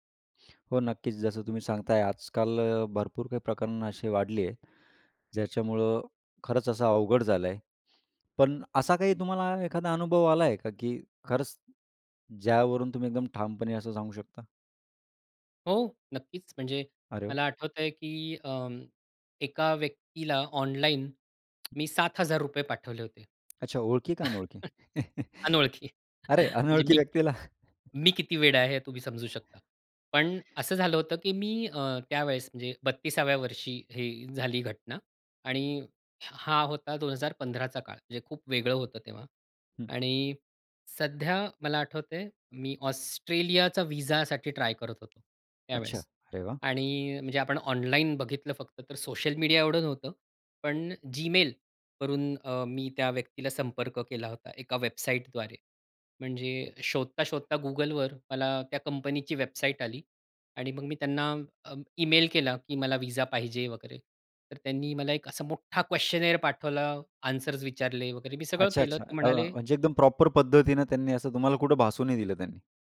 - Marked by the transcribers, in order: lip smack; other background noise; chuckle; chuckle; laughing while speaking: "अरे अनोळखी व्यक्तीला"; in English: "ट्राय"; in English: "क्वेश्‍चनेअर"; in English: "अन्सर्स"; in English: "प्रॉपर"
- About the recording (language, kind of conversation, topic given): Marathi, podcast, ऑनलाइन ओळखीच्या लोकांवर विश्वास ठेवावा की नाही हे कसे ठरवावे?